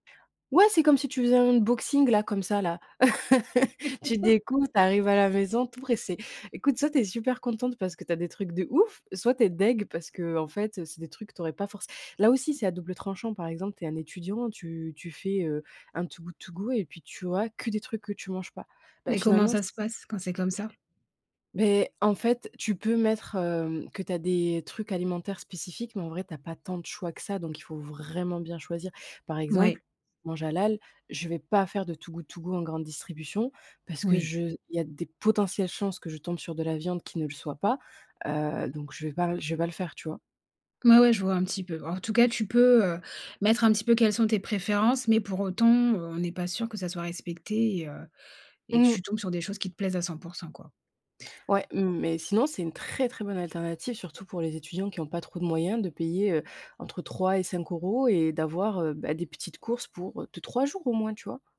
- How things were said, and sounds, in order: stressed: "Ouais"; in English: "unboxing"; chuckle; "dégoutée" said as "dèg"; stressed: "vraiment"
- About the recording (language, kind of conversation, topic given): French, podcast, Comment gères-tu le gaspillage alimentaire chez toi ?